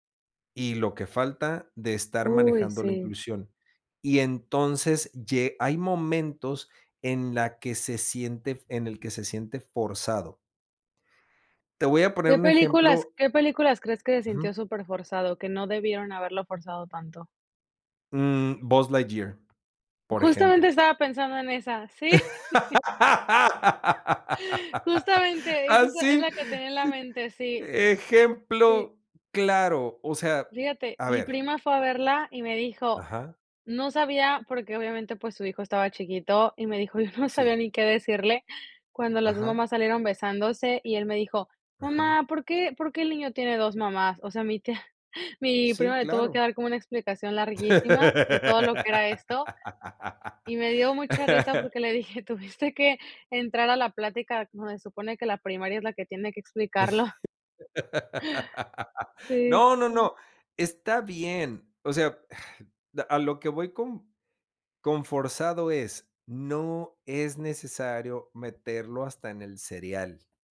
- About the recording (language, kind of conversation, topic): Spanish, podcast, ¿Qué opinas sobre la representación de género en películas y series?
- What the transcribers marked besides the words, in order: laugh; laughing while speaking: "Sí"; joyful: "Justamente, esa es la es la que tenía en la mente"; laughing while speaking: "Yo no sabía"; laughing while speaking: "mi tía"; laugh; laughing while speaking: "Tuviste"; laugh; grunt